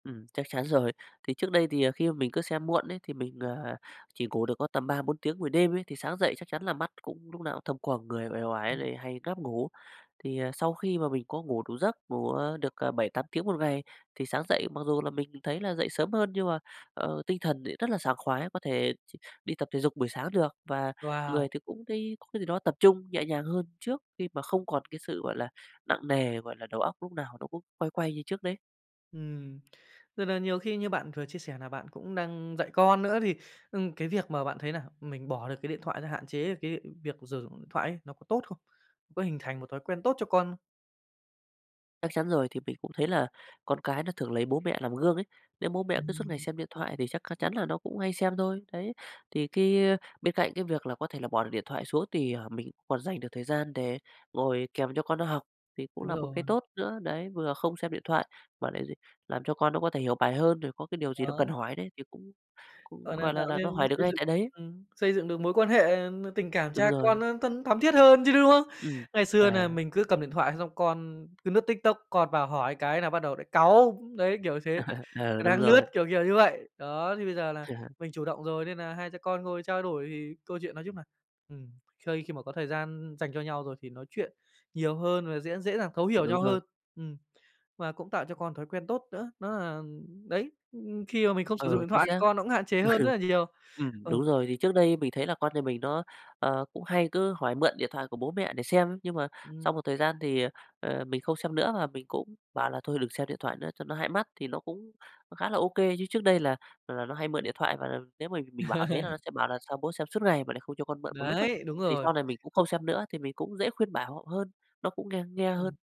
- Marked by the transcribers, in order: tapping; other background noise; laugh; "lướt" said as "nướt"; laugh; laugh; laugh
- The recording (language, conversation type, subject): Vietnamese, podcast, Bạn có nghĩ rằng việc tạm ngừng dùng mạng xã hội có thể giúp bạn sử dụng thời gian một cách ý nghĩa hơn không?